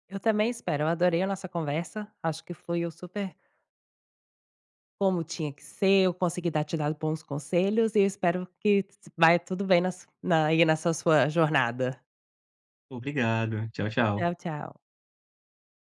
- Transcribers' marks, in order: unintelligible speech
- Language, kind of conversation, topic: Portuguese, advice, Como posso recuperar a calma depois de ficar muito ansioso?